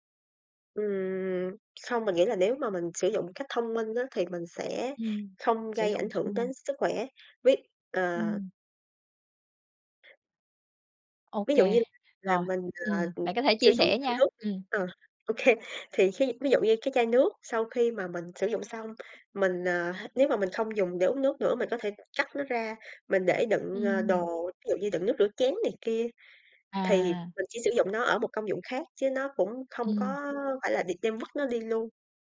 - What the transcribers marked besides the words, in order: other background noise; laughing while speaking: "ô kê"
- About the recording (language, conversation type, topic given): Vietnamese, podcast, Bạn có những mẹo nào để giảm rác thải nhựa trong sinh hoạt hằng ngày không?
- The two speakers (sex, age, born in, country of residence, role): female, 25-29, Vietnam, Vietnam, guest; female, 30-34, Vietnam, Vietnam, host